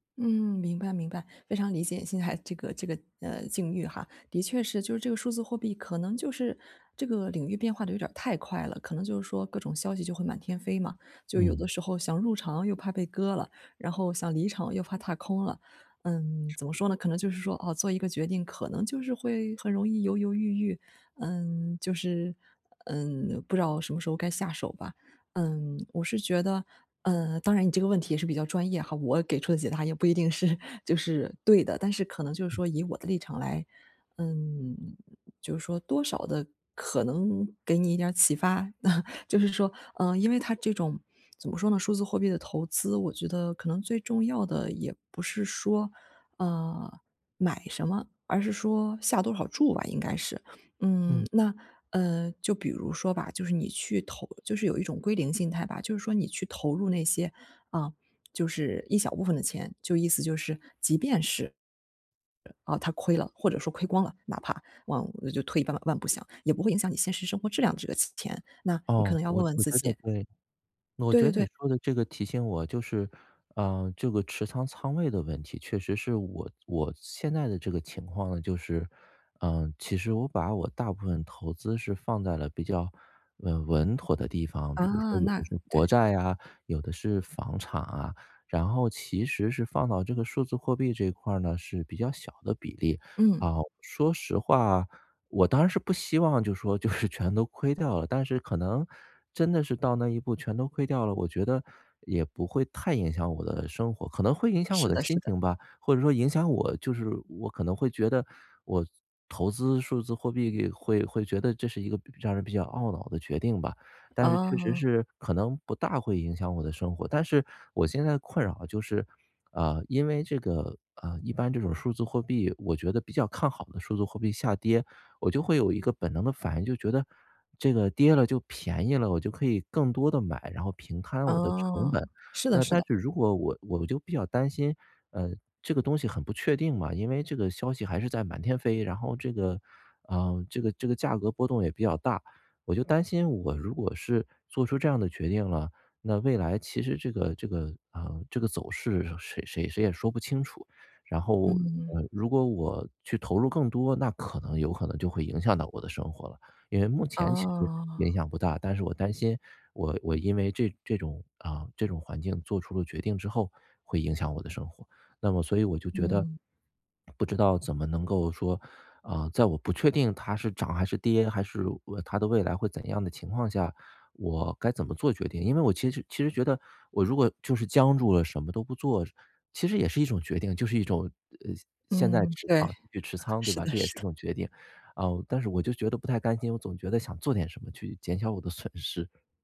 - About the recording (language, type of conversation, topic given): Chinese, advice, 我该如何在不确定的情况下做出决定？
- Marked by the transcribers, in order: chuckle; laughing while speaking: "是"; chuckle; chuckle; laughing while speaking: "是的 是的"; chuckle